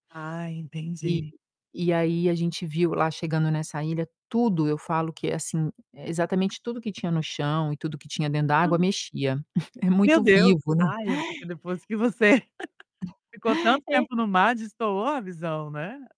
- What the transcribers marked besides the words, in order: other background noise; distorted speech; chuckle; tapping; chuckle
- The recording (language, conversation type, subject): Portuguese, podcast, Me conta sobre uma vez na natureza que mudou a sua visão da vida?